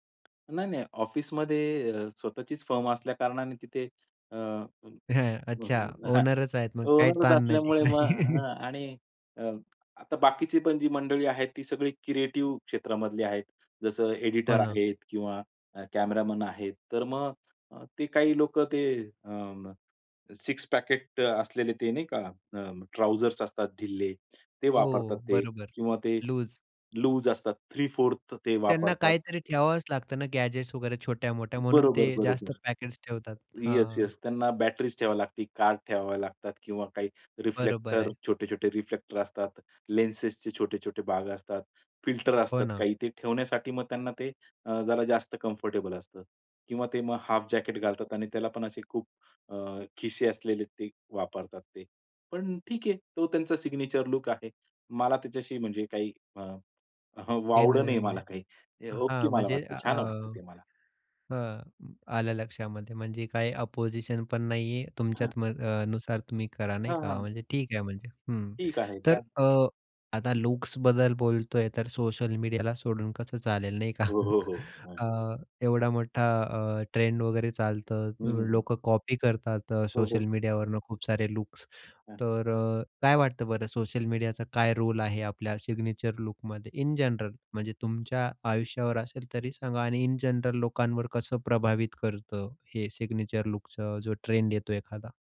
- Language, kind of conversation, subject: Marathi, podcast, तुमची स्वतःची ठरलेली वेषभूषा कोणती आहे आणि ती तुम्ही का स्वीकारली आहे?
- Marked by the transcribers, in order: tapping; chuckle; laugh; in English: "गॅजेट्स"; in English: "कम्फर्टेबल"; in English: "हाल्फ जॅकेट"; other background noise; in English: "सिग्नेचर लूक"; chuckle; in English: "अपोझिशन"; chuckle; in English: "सिग्नेचर लूकमध्ये"; in English: "सिग्नेचर लूकच"